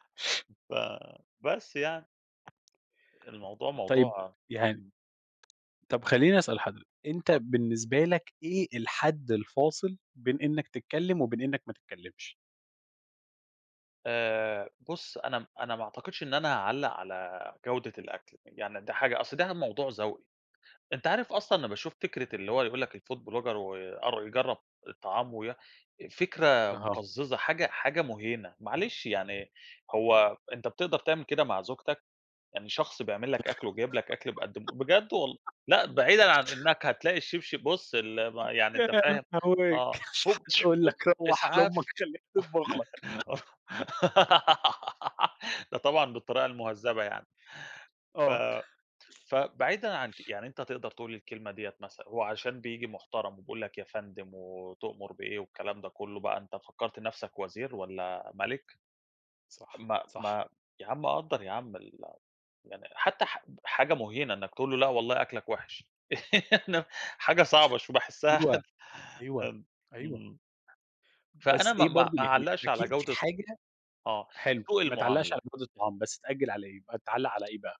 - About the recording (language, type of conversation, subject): Arabic, unstructured, إنت شايف إن الأكل السريع يستاهل كل الانتقاد ده؟
- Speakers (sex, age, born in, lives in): male, 30-34, Egypt, Greece; male, 30-34, Egypt, Romania
- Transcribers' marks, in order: tapping; in English: "الFood Blogger"; chuckle; unintelligible speech; laughing while speaking: "مش حتقول لك روّح لأمك خلّيها تطبُخ لك"; chuckle; other noise; laugh; chuckle; other background noise; laugh; laughing while speaking: "إحنا"; laughing while speaking: "حد"